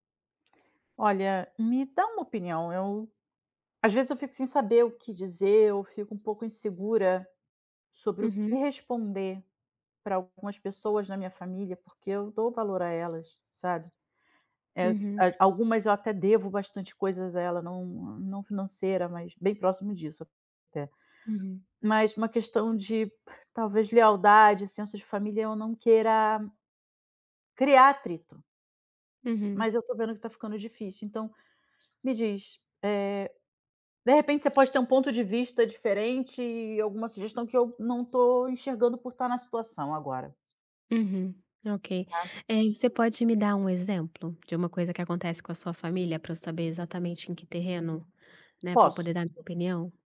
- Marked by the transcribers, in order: other background noise; tapping
- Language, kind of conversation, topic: Portuguese, advice, Como lidar com as críticas da minha família às minhas decisões de vida em eventos familiares?